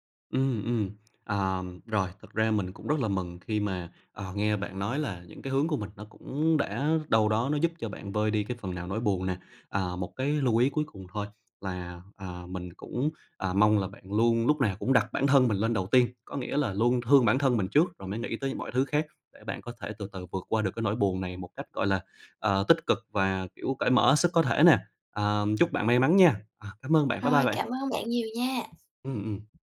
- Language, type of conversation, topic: Vietnamese, advice, Làm sao để mình vượt qua cú chia tay đột ngột và xử lý cảm xúc của mình?
- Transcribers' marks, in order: tapping